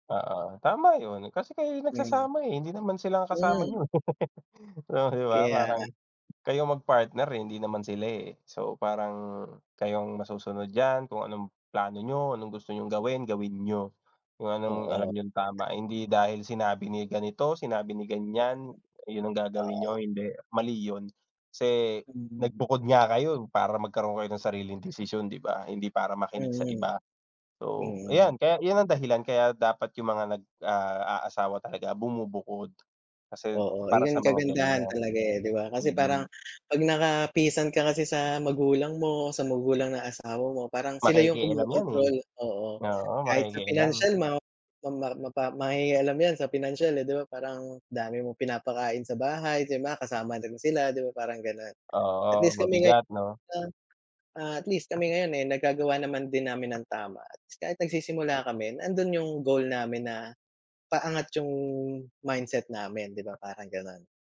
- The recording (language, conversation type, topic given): Filipino, unstructured, Ano ang mga bagay na handa mong ipaglaban?
- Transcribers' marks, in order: laugh; tapping; other background noise